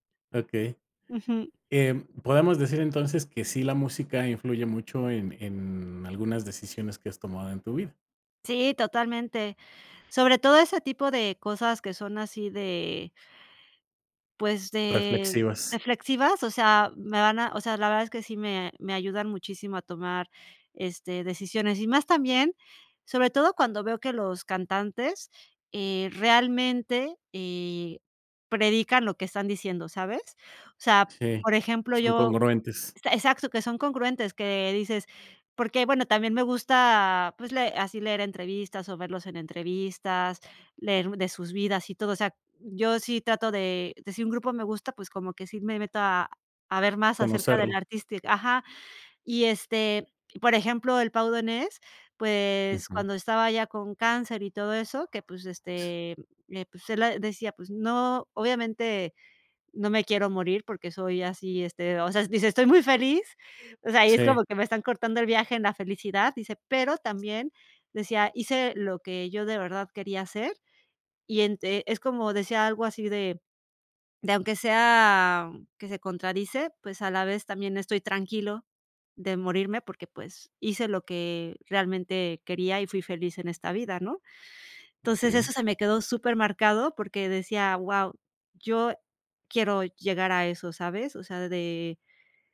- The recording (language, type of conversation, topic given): Spanish, podcast, ¿Qué músico descubriste por casualidad que te cambió la vida?
- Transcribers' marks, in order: none